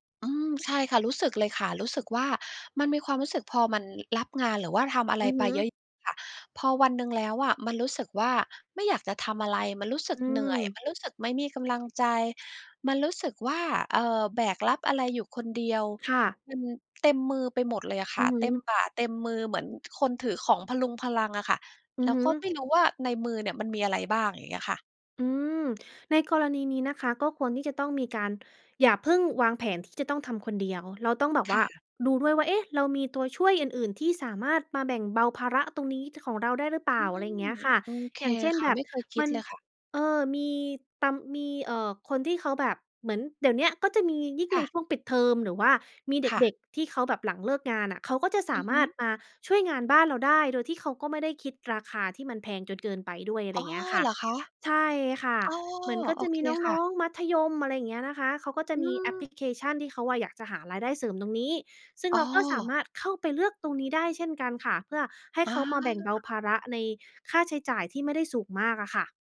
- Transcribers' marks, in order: none
- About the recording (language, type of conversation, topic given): Thai, advice, จะขอปรับเวลาทำงานให้ยืดหยุ่นหรือขอทำงานจากบ้านกับหัวหน้าอย่างไรดี?